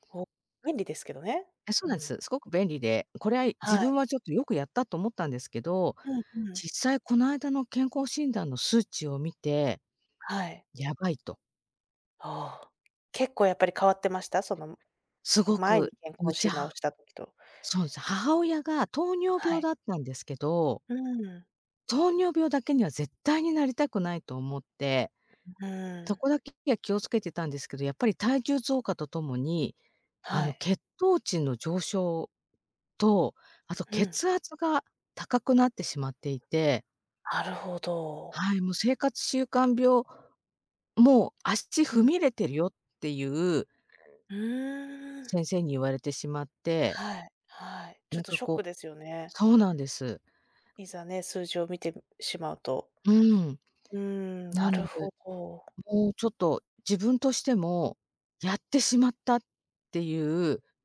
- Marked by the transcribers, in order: other noise; tapping
- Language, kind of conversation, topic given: Japanese, advice, 健康上の問題や診断を受けた後、生活習慣を見直す必要がある状況を説明していただけますか？